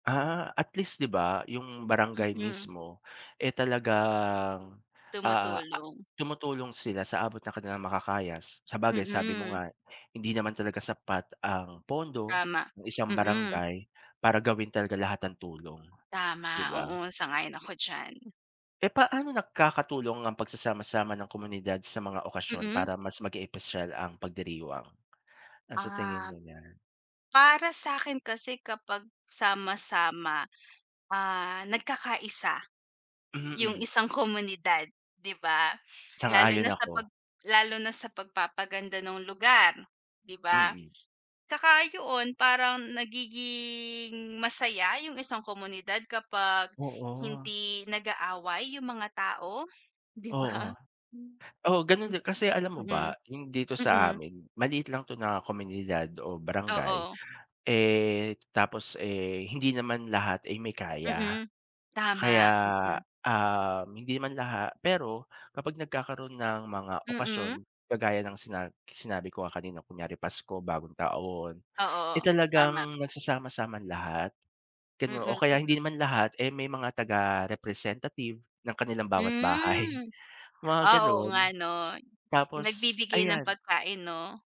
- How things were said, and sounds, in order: other background noise; "espesyal" said as "epesyal"
- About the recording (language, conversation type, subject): Filipino, unstructured, Paano mo ipinagdiriwang ang mga espesyal na okasyon kasama ang inyong komunidad?